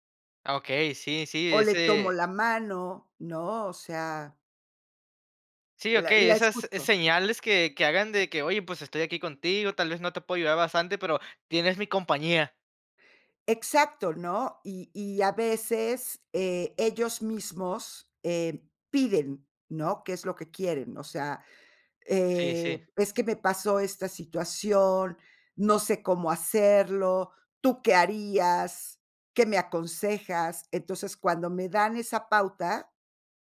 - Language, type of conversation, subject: Spanish, podcast, ¿Qué haces para que alguien se sienta entendido?
- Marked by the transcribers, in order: other background noise; drawn out: "eh"